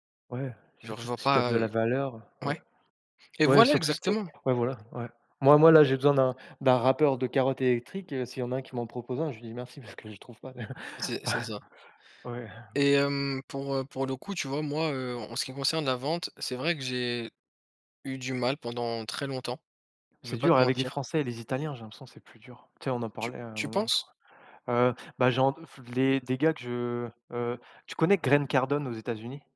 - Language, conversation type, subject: French, unstructured, Que feriez-vous si vous pouviez vivre une journée entière sans aucune contrainte de temps ?
- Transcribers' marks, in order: tapping; chuckle